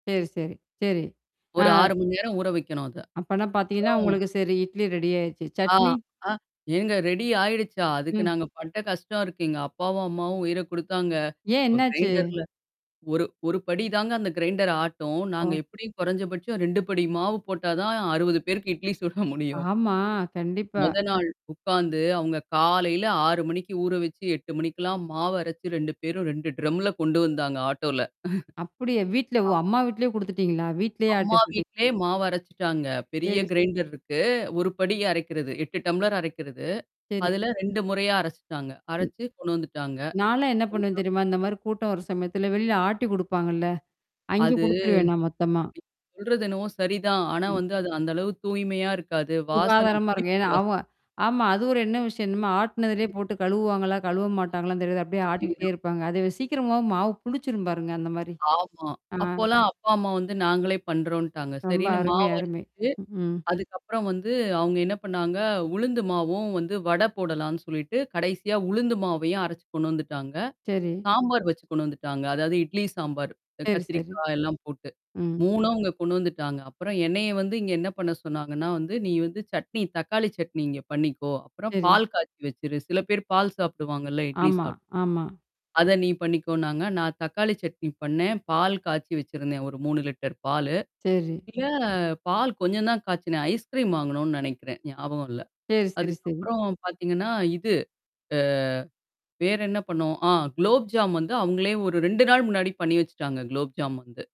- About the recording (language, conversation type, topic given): Tamil, podcast, விருந்துகளுக்காக சாப்பாடு தயார் செய்வதில் உங்கள் அனுபவம் என்ன?
- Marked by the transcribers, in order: static; mechanical hum; in English: "கிரைண்டர்ல"; in English: "கிரைண்டர்"; tapping; laughing while speaking: "சுட முடியும்"; chuckle; distorted speech; in English: "கிரைண்டர்"; other noise; other background noise